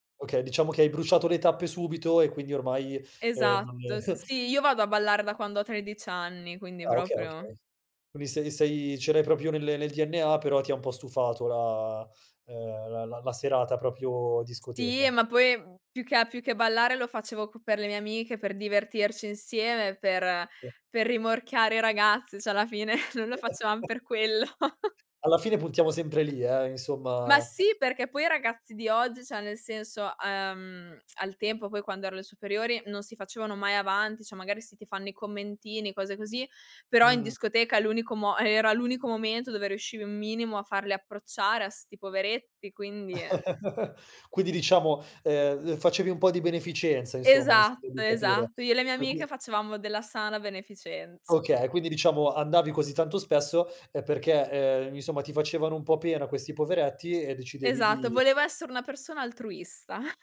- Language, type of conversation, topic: Italian, podcast, Come bilanci lavoro e vita privata con la tecnologia?
- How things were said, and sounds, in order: chuckle; "proprio" said as "propio"; "proprio" said as "propio"; other background noise; other noise; "cioè" said as "ceh"; laughing while speaking: "fine"; chuckle; laughing while speaking: "quello"; chuckle; "cioè" said as "ceh"; "cioè" said as "ceh"; chuckle; chuckle; chuckle